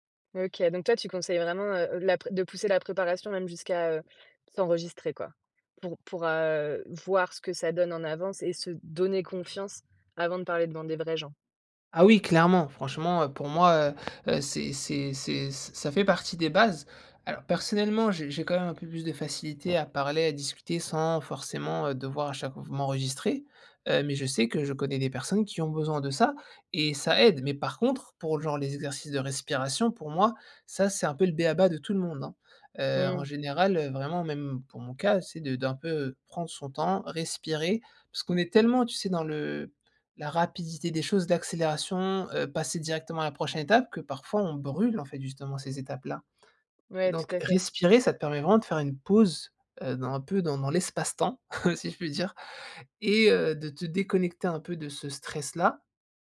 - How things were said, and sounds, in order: stressed: "donner"; other background noise; stressed: "aide"; chuckle
- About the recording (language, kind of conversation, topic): French, podcast, Quelles astuces pour parler en public sans stress ?